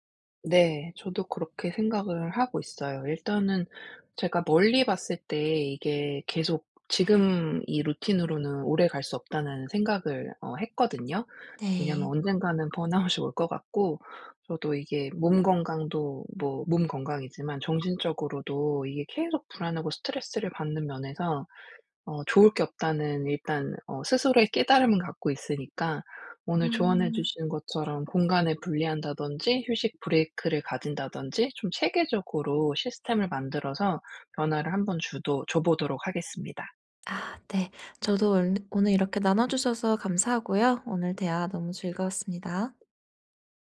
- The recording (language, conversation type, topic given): Korean, advice, 집에서 쉬는 동안 불안하고 산만해서 영화·음악·책을 즐기기 어려울 때 어떻게 하면 좋을까요?
- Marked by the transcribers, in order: in English: "루틴으로는"; tapping; laughing while speaking: "번아웃이"; in English: "번아웃이"; in English: "브레이크를"; other background noise